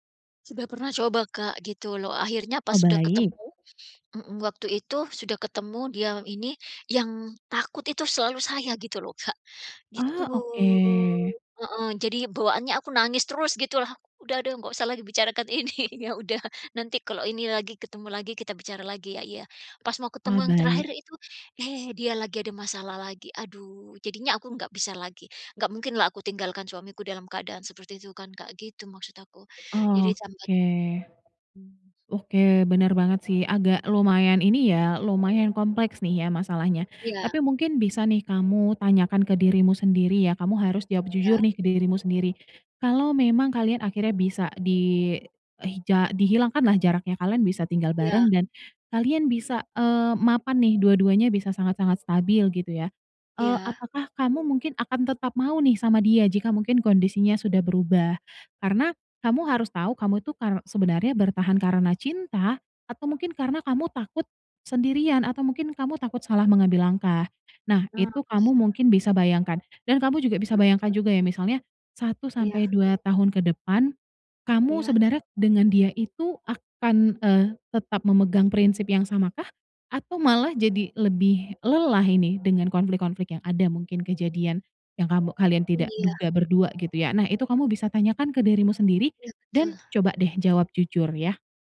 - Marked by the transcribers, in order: other background noise; laughing while speaking: "ini. Ya udah"; "tambah" said as "tambat"; unintelligible speech
- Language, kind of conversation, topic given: Indonesian, advice, Bimbang ingin mengakhiri hubungan tapi takut menyesal